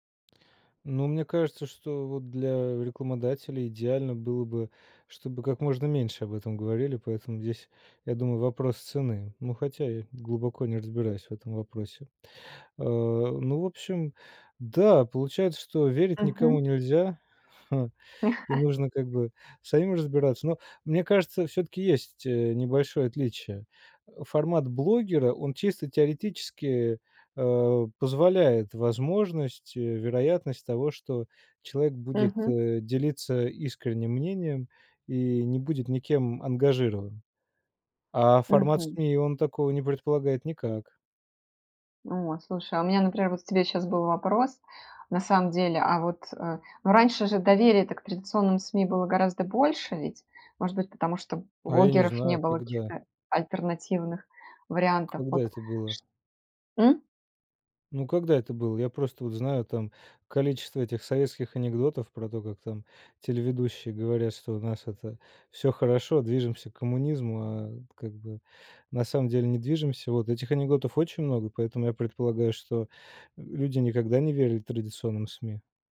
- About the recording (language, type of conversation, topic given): Russian, podcast, Почему люди доверяют блогерам больше, чем традиционным СМИ?
- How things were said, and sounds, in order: tapping; chuckle; other background noise